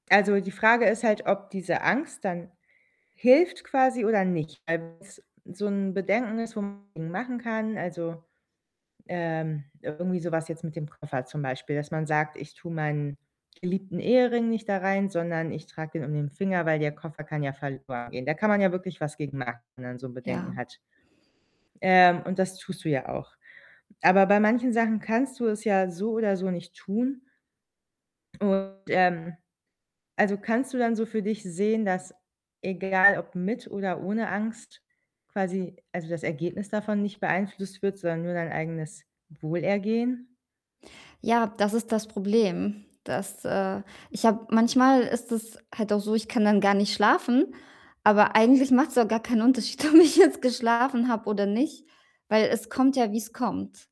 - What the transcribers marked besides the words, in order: unintelligible speech; unintelligible speech; other background noise; distorted speech; laughing while speaking: "ob ich jetzt"
- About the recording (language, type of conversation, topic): German, advice, Wie kann ich verhindern, dass Angst meinen Alltag bestimmt und mich definiert?